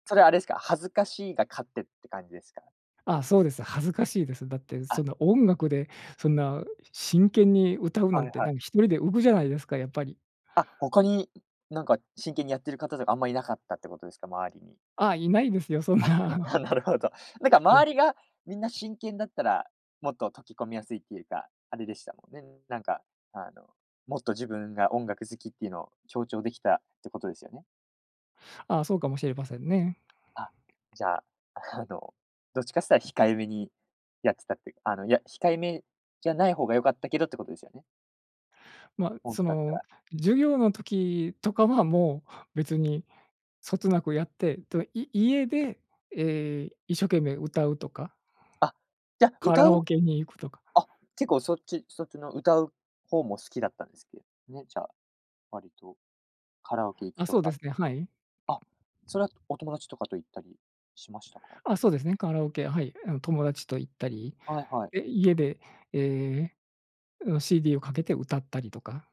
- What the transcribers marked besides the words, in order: giggle; laughing while speaking: "そんな"; laughing while speaking: "なるほど"; other background noise
- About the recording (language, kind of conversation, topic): Japanese, podcast, 音楽と出会ったきっかけは何ですか？